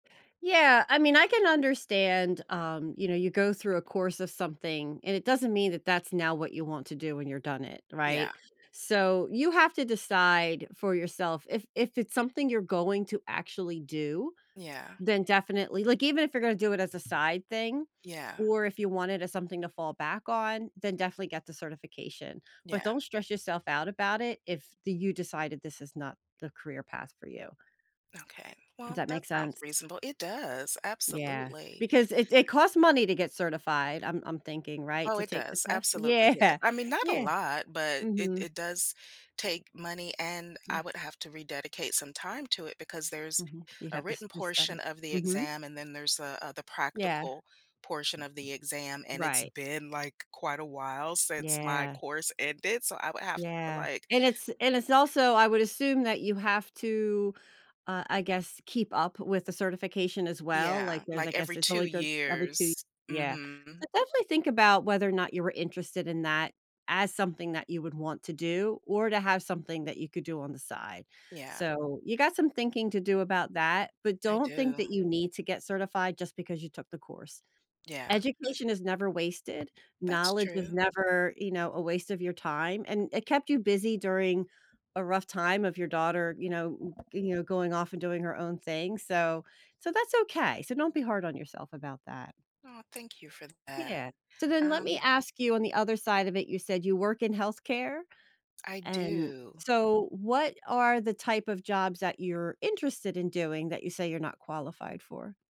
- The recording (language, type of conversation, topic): English, advice, How can I manage stress and make a confident decision about an important choice?
- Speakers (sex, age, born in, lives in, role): female, 50-54, United States, United States, advisor; female, 50-54, United States, United States, user
- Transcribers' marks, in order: background speech; laughing while speaking: "Yeah"; tapping; other background noise